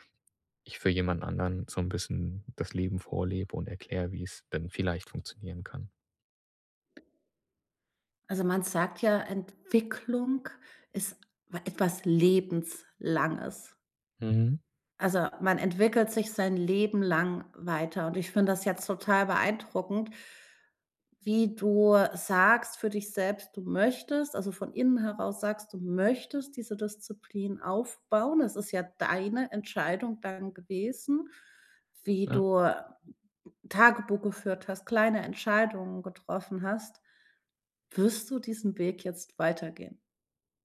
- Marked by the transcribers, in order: none
- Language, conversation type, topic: German, podcast, Welche kleine Entscheidung führte zu großen Veränderungen?